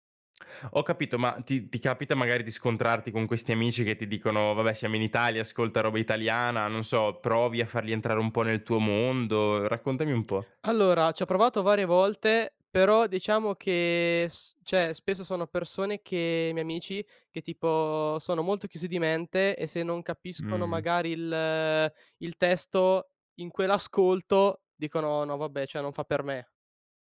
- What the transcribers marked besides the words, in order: "cioè" said as "ceh"
- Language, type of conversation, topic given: Italian, podcast, Che playlist senti davvero tua, e perché?